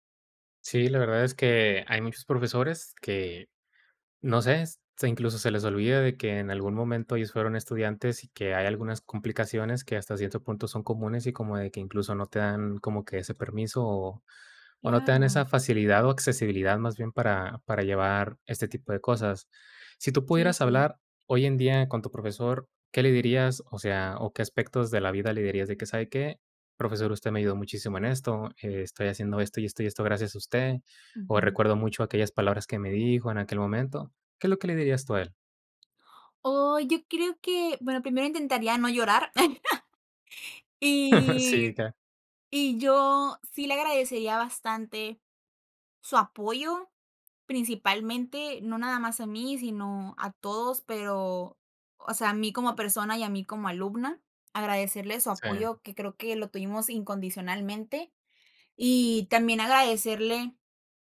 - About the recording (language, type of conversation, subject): Spanish, podcast, ¿Qué profesor o profesora te inspiró y por qué?
- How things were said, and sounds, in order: laugh; chuckle